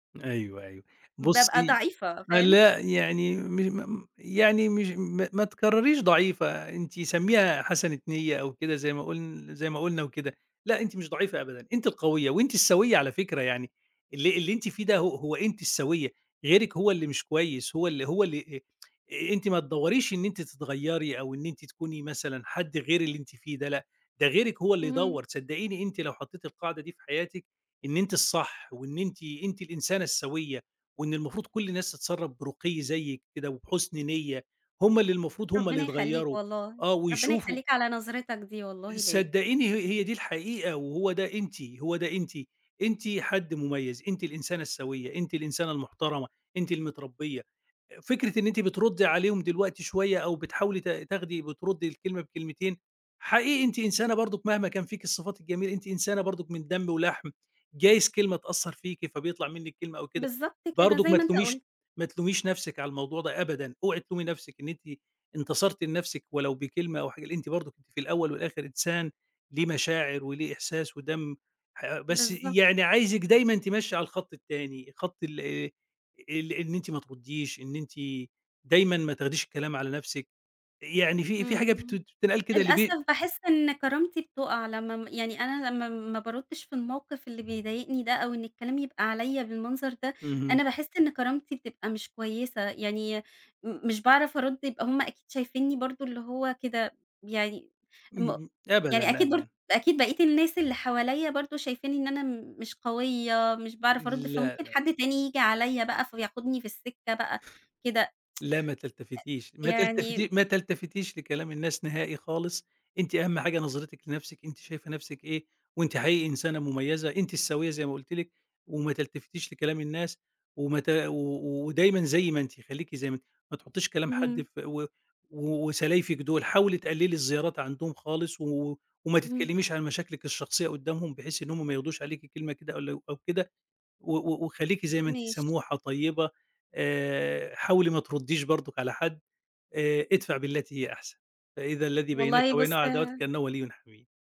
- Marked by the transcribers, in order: tsk; other background noise; tsk
- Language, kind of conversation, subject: Arabic, advice, إزاي أقدر أعبّر عن مشاعري من غير ما أكتم الغضب جوايا؟